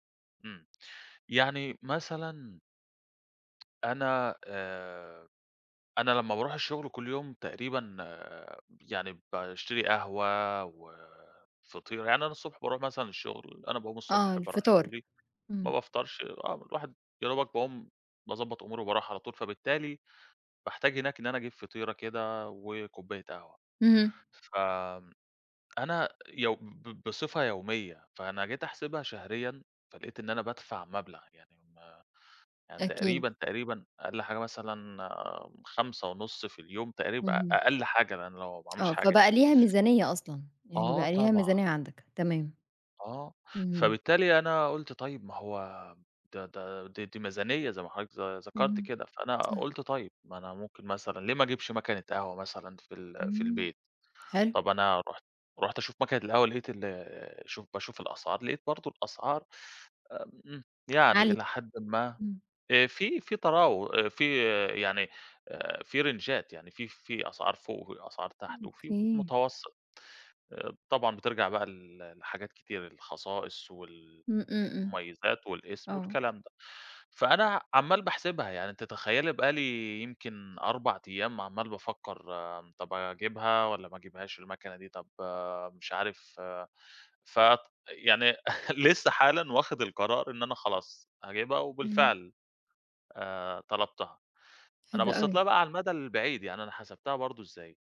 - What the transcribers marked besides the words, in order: in English: "رينجات"; chuckle
- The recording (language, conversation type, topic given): Arabic, podcast, إزاي بتقرر بين راحة دلوقتي ومصلحة المستقبل؟